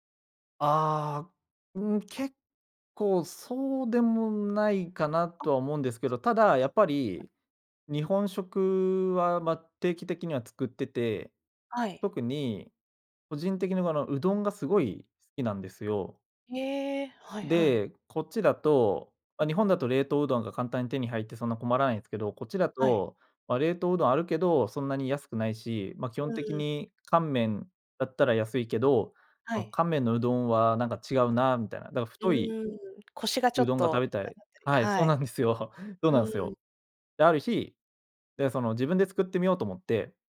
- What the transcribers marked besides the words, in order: other noise; other background noise
- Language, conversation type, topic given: Japanese, podcast, 普段、食事の献立はどのように決めていますか？